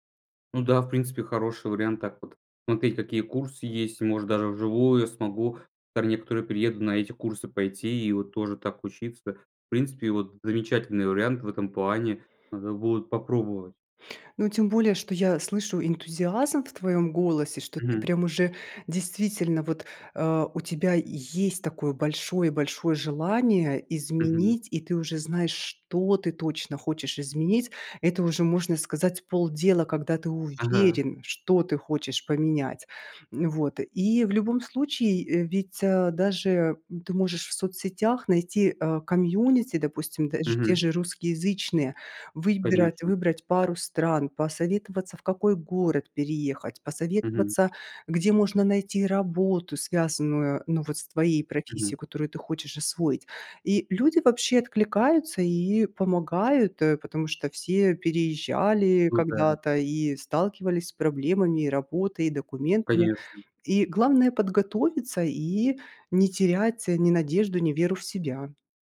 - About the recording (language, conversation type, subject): Russian, advice, Как сделать первый шаг к изменениям в жизни, если мешает страх неизвестности?
- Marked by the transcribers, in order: stressed: "есть"; stressed: "что"; stressed: "уверен"; "русскоязычные" said as "русскиязычные"